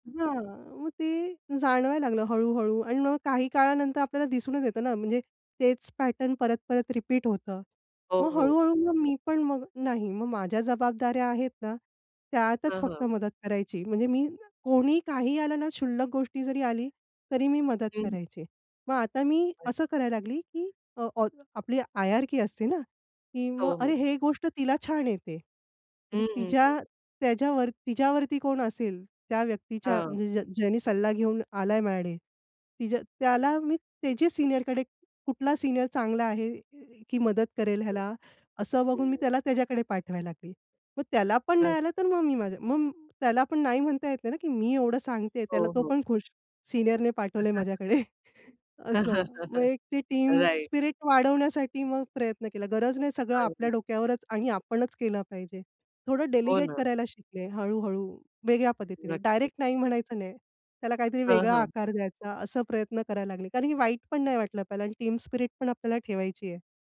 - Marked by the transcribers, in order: in English: "पॅटर्न"; tapping; in English: "हायरार्की"; unintelligible speech; laughing while speaking: "माझ्याकडे"; in English: "टीम"; chuckle; in English: "राइट"; in English: "डेलिगेट"; in English: "टीम"; other background noise
- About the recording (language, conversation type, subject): Marathi, podcast, नकार द्यायला तुम्ही पहिल्यांदा कधी आणि कसा शिकलात, याची तुमची सर्वात पहिली आठवण कोणती आहे?